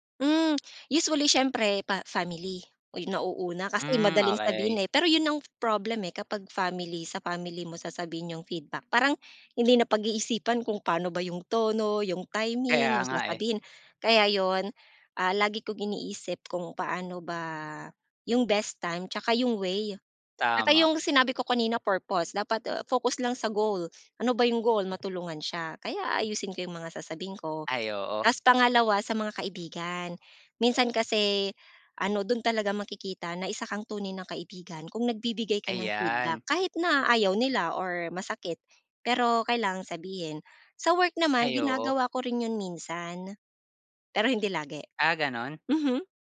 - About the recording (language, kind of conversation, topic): Filipino, podcast, Paano ka nagbibigay ng puna nang hindi nasasaktan ang loob ng kausap?
- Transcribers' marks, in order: other background noise; in English: "best time"; in English: "purpose"; in English: "goal"; in English: "goal"